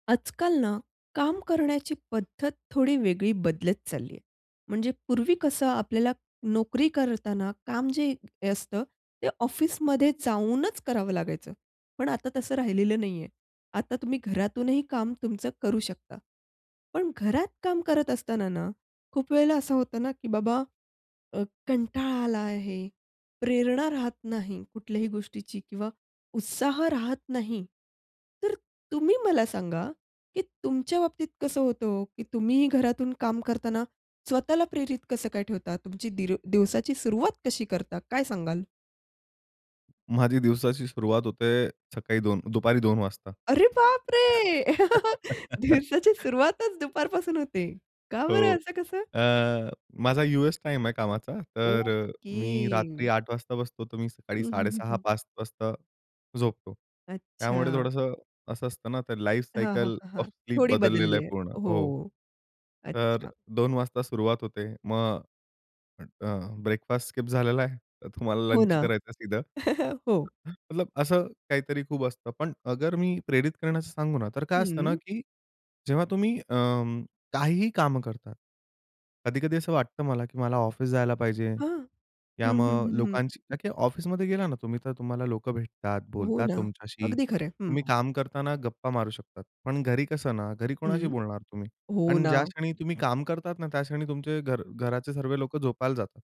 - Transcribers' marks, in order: other background noise; surprised: "अरे बापरे!"; laugh; chuckle; in English: "लाईफसायकल ओफ स्लीप"; laughing while speaking: "तर तुम्हाला"; other noise; chuckle
- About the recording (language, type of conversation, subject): Marathi, podcast, घरातून काम करताना तुम्ही स्वतःला सतत प्रेरित कसे ठेवता?